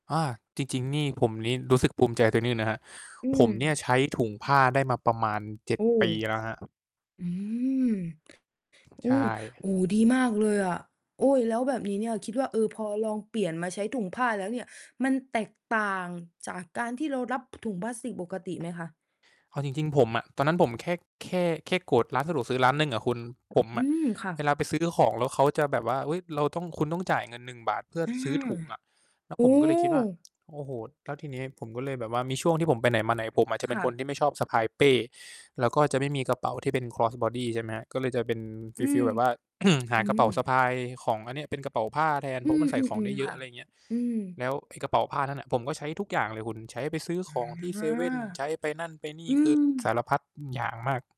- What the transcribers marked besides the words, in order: "นี้" said as "ลี้"; distorted speech; tapping; mechanical hum; tsk; in English: "cross body"; throat clearing; other background noise
- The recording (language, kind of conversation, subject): Thai, unstructured, ทำไมขยะพลาสติกถึงยังคงเป็นปัญหาที่แก้ไม่ตก?